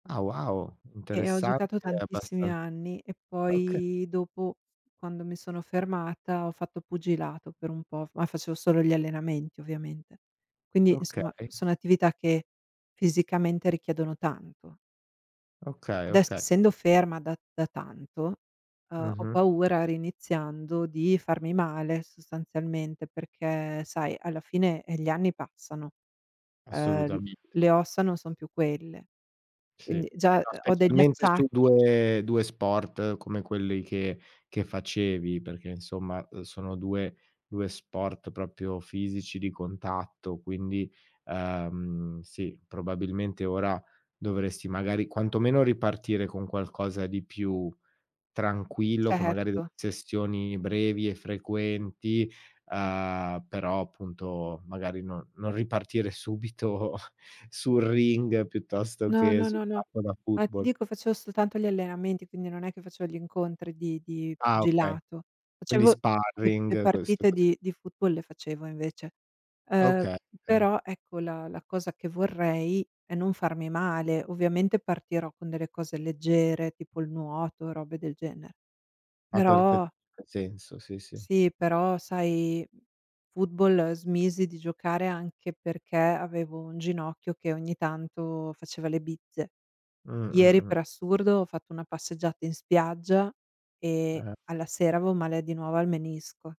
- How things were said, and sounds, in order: other background noise; tapping; "proprio" said as "propio"; laughing while speaking: "subito"; "okay" said as "che"
- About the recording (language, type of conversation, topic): Italian, advice, Come posso riprendere l’attività fisica dopo un lungo periodo di stop?